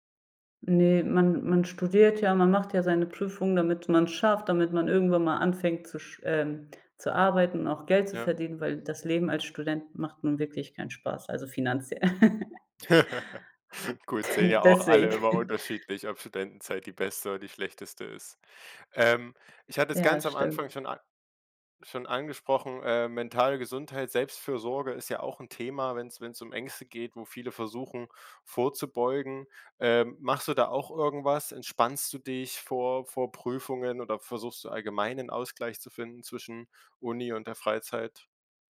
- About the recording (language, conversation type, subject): German, podcast, Wie gehst du persönlich mit Prüfungsangst um?
- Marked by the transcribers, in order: laugh; chuckle; other background noise